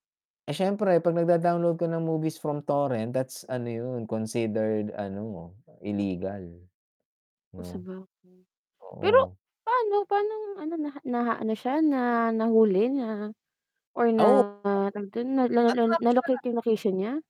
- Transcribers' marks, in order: distorted speech
- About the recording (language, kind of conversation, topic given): Filipino, unstructured, Paano mo tinitingnan ang iligal na pagda-download o panonood ng mga pelikula sa internet?